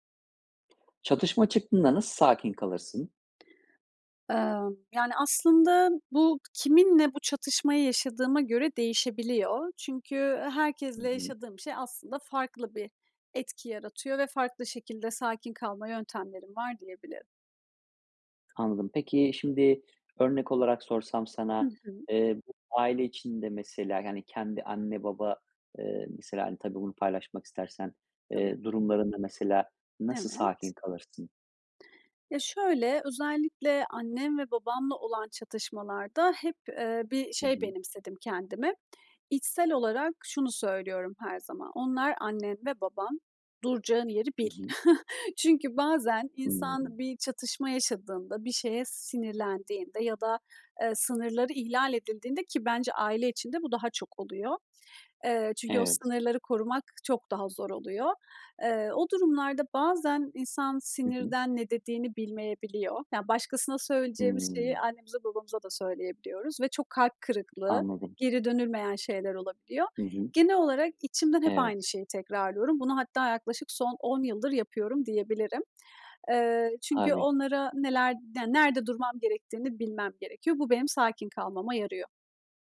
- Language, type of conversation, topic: Turkish, podcast, Çatışma çıktığında nasıl sakin kalırsın?
- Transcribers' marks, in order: tapping; other background noise; chuckle